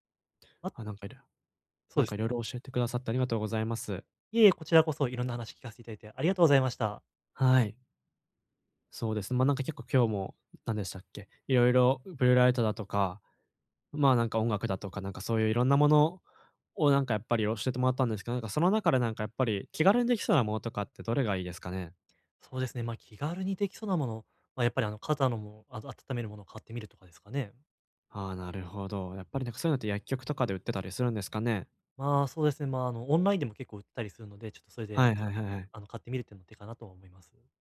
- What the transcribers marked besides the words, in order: none
- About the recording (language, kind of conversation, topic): Japanese, advice, 家でゆっくり休んで疲れを早く癒すにはどうすればいいですか？